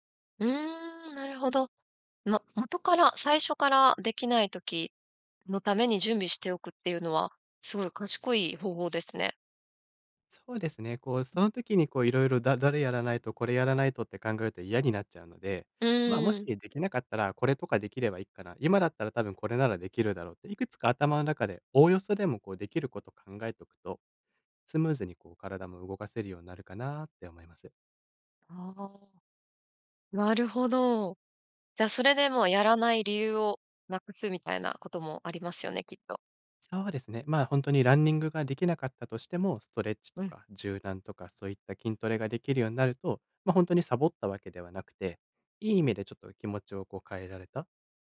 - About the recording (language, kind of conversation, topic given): Japanese, podcast, 習慣を身につけるコツは何ですか？
- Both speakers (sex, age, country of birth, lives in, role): female, 35-39, Japan, Japan, host; male, 25-29, Japan, Portugal, guest
- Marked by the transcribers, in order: other background noise